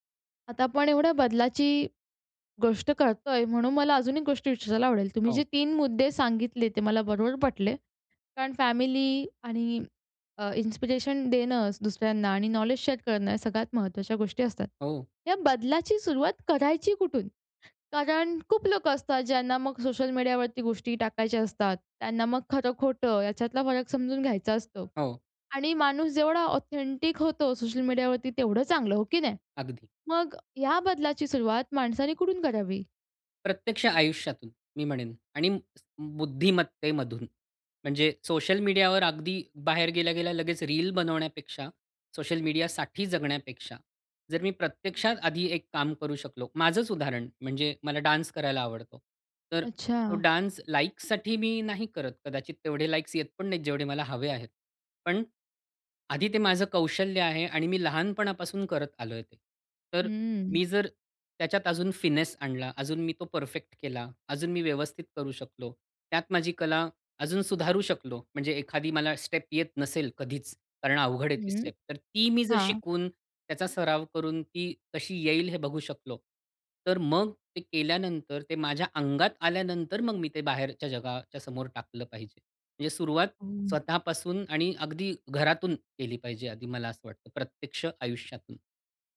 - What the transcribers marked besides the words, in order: in English: "इन्स्पिरेशन"; in English: "शेअर"; in English: "ऑथेंटिक"; in English: "डान्स"; in English: "डान्स"; in English: "फिनेस"; in English: "स्टेप"; in English: "स्टेप"
- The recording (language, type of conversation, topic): Marathi, podcast, सोशल मीडियावर दिसणं आणि खऱ्या जगातलं यश यातला फरक किती आहे?